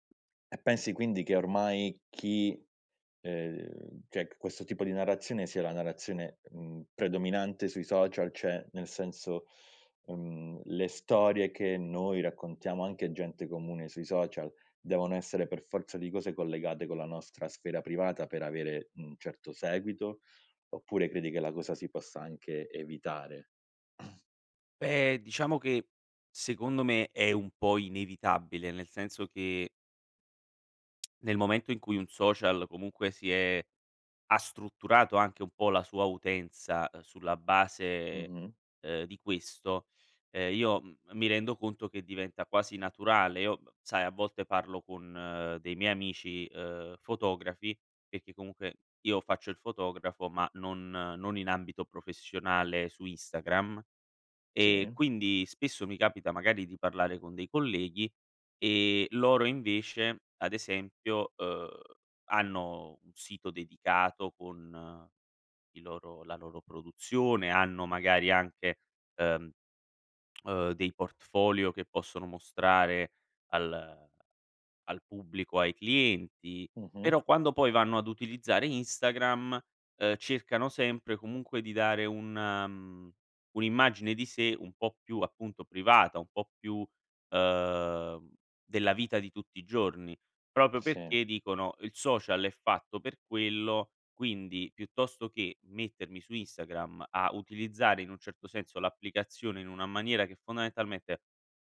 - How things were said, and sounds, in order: "cioè" said as "ceh"; "Cioè" said as "ceh"; throat clearing; "Proprio" said as "propio"
- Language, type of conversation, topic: Italian, podcast, In che modo i social media trasformano le narrazioni?
- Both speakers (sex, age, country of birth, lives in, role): male, 25-29, Italy, Italy, guest; male, 30-34, Italy, Italy, host